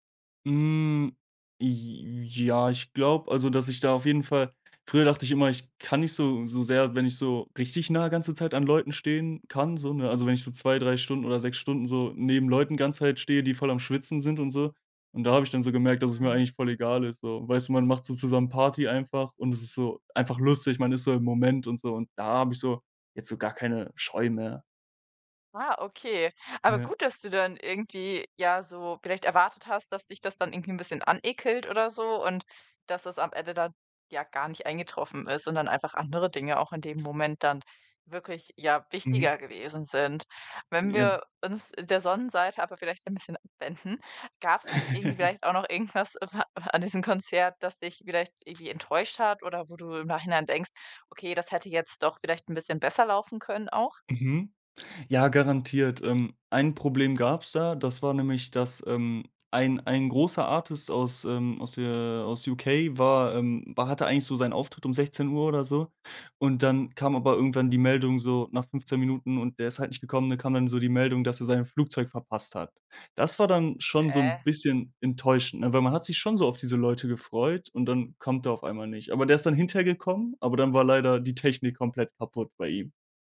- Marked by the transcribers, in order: drawn out: "Hm"; other noise; chuckle
- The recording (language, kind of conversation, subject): German, podcast, Woran erinnerst du dich, wenn du an dein erstes Konzert zurückdenkst?